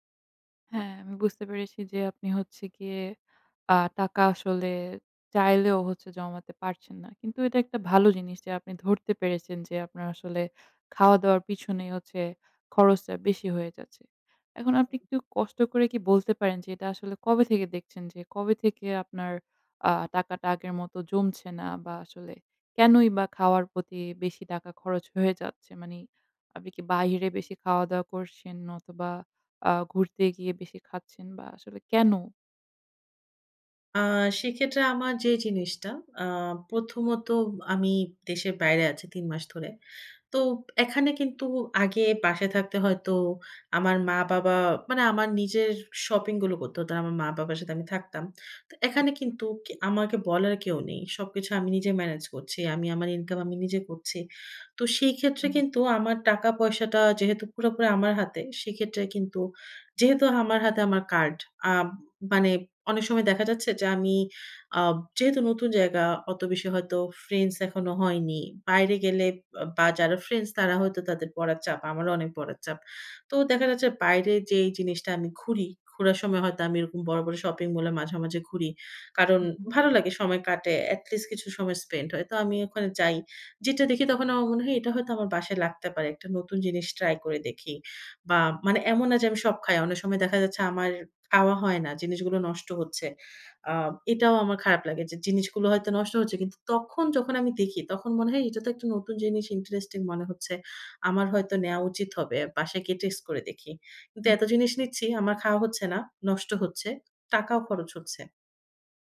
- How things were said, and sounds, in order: "করছেন" said as "করসেন"
- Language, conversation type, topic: Bengali, advice, ক্যাশফ্লো সমস্যা: বেতন, বিল ও অপারেটিং খরচ মেটাতে উদ্বেগ